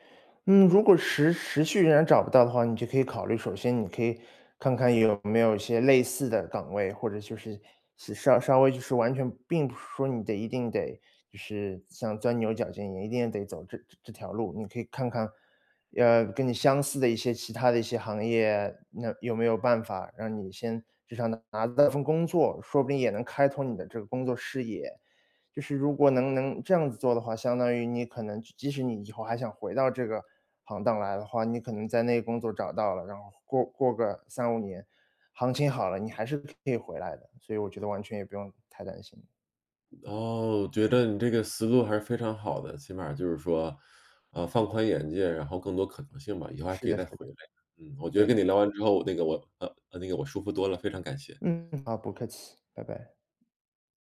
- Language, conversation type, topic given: Chinese, advice, 我该如何面对一次次失败，仍然不轻易放弃？
- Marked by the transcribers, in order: none